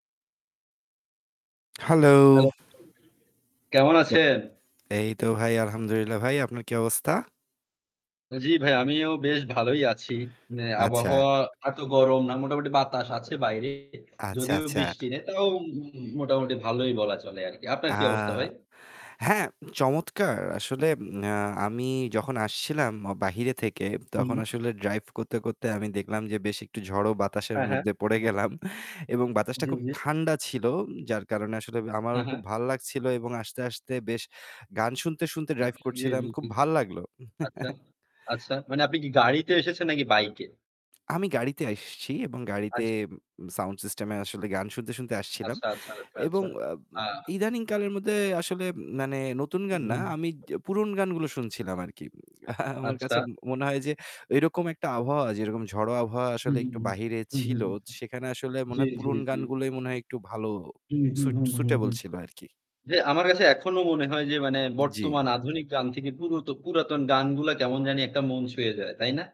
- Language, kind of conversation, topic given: Bengali, unstructured, গানশিল্পীরা কি এখন শুধু অর্থের পেছনে ছুটছেন?
- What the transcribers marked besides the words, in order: static; distorted speech; other background noise; laugh; scoff